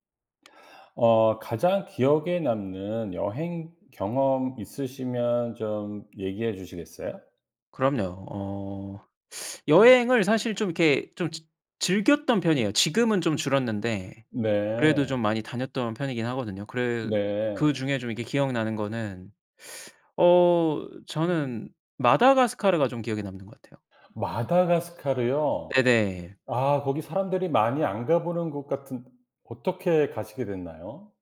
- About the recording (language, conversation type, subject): Korean, podcast, 가장 기억에 남는 여행 경험을 이야기해 주실 수 있나요?
- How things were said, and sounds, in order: tapping; teeth sucking